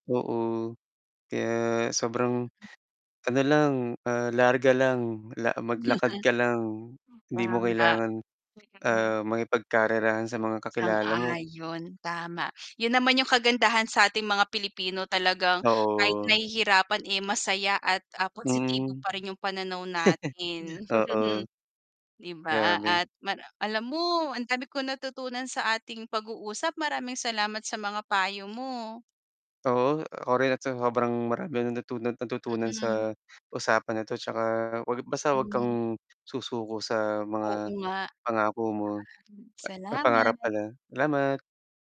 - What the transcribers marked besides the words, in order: static; chuckle; distorted speech; tapping; chuckle; chuckle; other noise
- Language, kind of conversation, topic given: Filipino, unstructured, Anong hadlang ang madalas mong maranasan sa pagtupad ng mga pangarap mo?